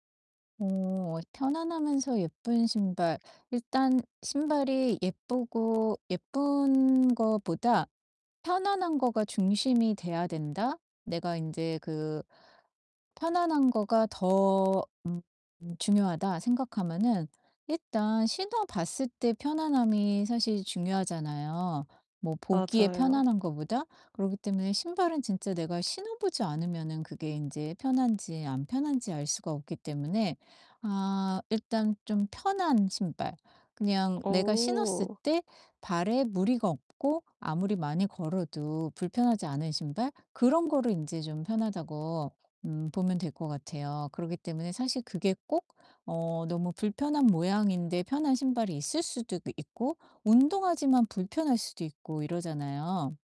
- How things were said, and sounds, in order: distorted speech; tapping
- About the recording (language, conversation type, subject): Korean, advice, 편안함과 개성을 모두 살릴 수 있는 옷차림은 어떻게 찾을 수 있을까요?